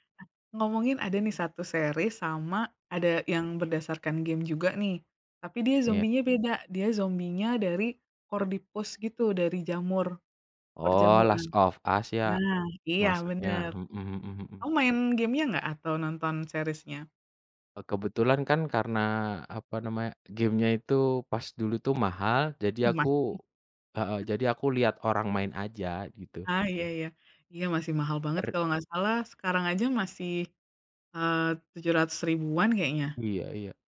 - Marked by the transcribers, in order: in English: "series"; other background noise; "Cordyceps" said as "cordipus"; in English: "series-nya?"; chuckle
- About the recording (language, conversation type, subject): Indonesian, unstructured, Apa yang Anda cari dalam gim video yang bagus?